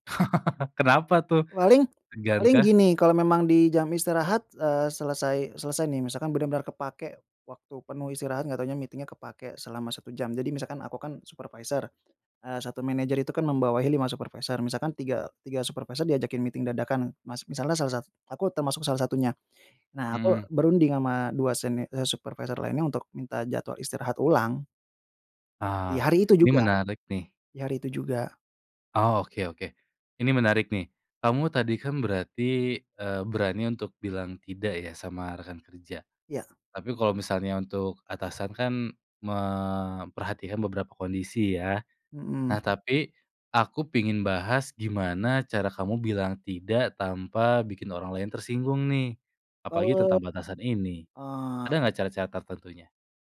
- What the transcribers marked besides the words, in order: laugh; in English: "meeting-nya"; in English: "meeting"; other background noise
- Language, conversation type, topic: Indonesian, podcast, Bagaimana cara kamu menetapkan batas agar tidak kehabisan energi?